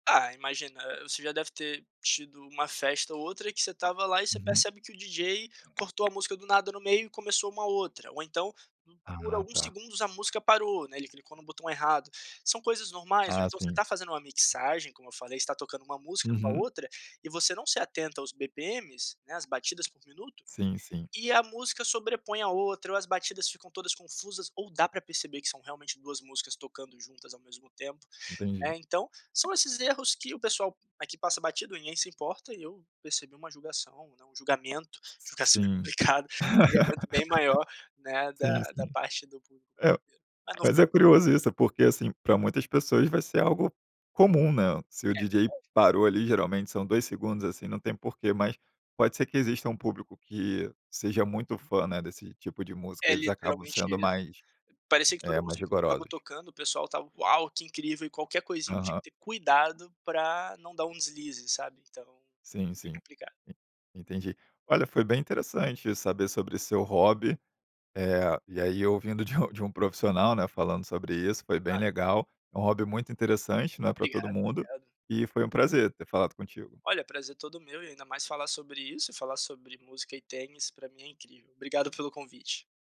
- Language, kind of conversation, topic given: Portuguese, podcast, Como você entra na zona quando está praticando seu hobby favorito?
- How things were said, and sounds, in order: tapping